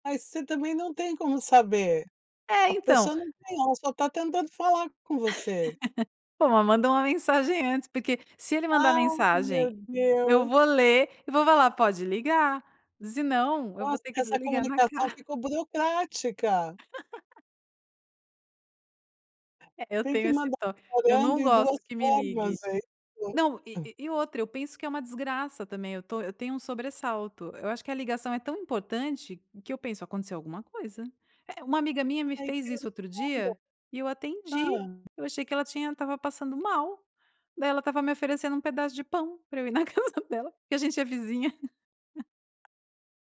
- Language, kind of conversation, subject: Portuguese, podcast, Que pequenos gestos fazem você se sentir mais ligado aos outros?
- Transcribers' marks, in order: laugh; laugh; chuckle; laughing while speaking: "pra eu ir na casa"; laugh